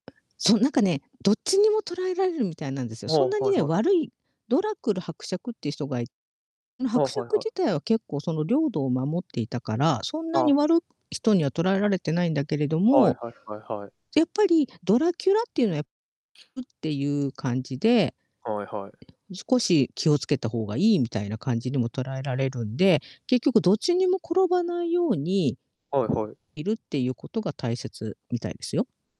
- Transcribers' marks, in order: other background noise
- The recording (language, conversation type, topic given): Japanese, unstructured, 挑戦してみたい新しい趣味はありますか？